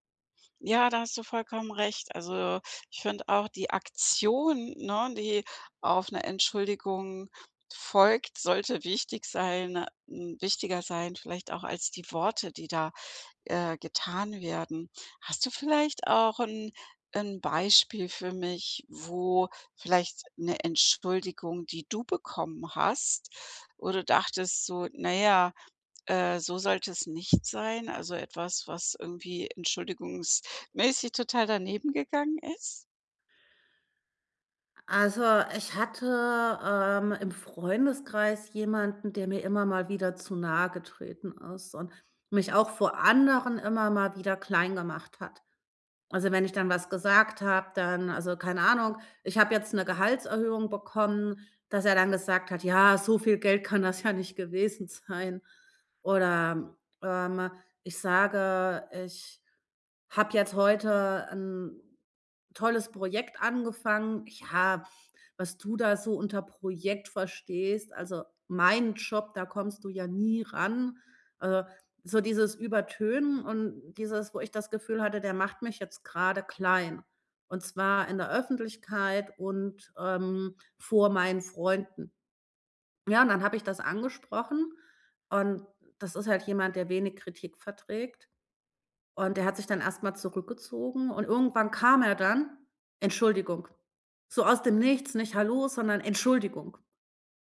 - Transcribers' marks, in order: other background noise; laughing while speaking: "ja nicht gewesen sein"
- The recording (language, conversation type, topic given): German, podcast, Wie entschuldigt man sich so, dass es echt rüberkommt?